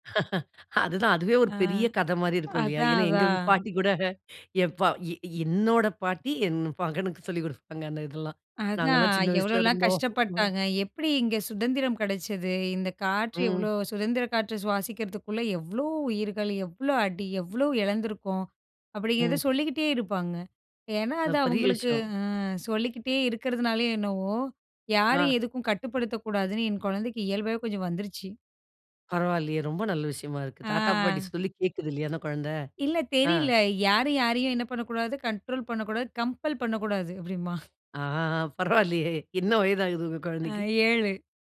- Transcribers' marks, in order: laughing while speaking: "அதுதான்"; laughing while speaking: "எங்க ம் பாட்டி கூட என் … சின்ன வயசுல இருந்தோம்"; "மகனுக்கு" said as "பகனுக்கு"; other noise; other background noise; drawn out: "ஆ"; in English: "கண்ட்ரோல்"; in English: "கம்பெல்"; laughing while speaking: "அப்படிம்பான்"; laughing while speaking: "பரவாயில்லையே! என்ன வயதாகுது உங்க குழந்தைக்கு?"
- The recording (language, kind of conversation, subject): Tamil, podcast, உங்கள் குடும்ப மதிப்புகளை குழந்தைகளுக்கு எப்படி கற்பிப்பீர்கள்?